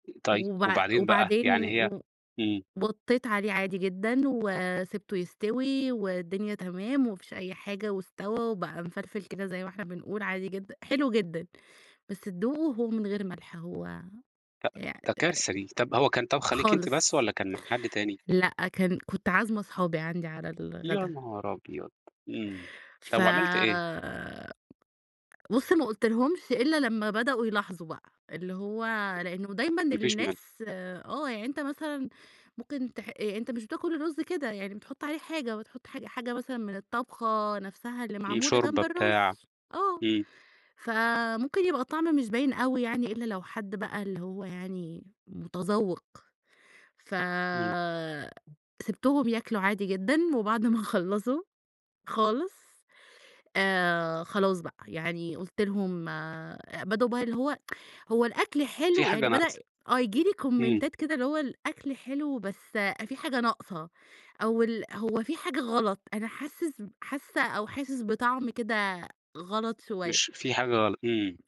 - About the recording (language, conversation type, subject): Arabic, podcast, إيه اللي بيمثّله لك الطبخ أو إنك تجرّب وصفات جديدة؟
- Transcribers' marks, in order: other background noise; tapping; laughing while speaking: "ما خلّصوا"; tsk; in English: "كومنتات"